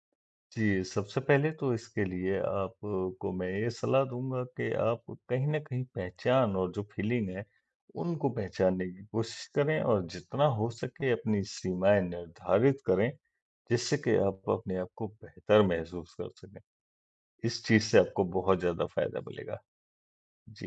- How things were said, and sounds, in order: in English: "फ़ीलिंग"
- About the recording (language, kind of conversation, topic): Hindi, advice, FOMO और सामाजिक दबाव
- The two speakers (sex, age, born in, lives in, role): male, 20-24, India, India, user; male, 40-44, India, India, advisor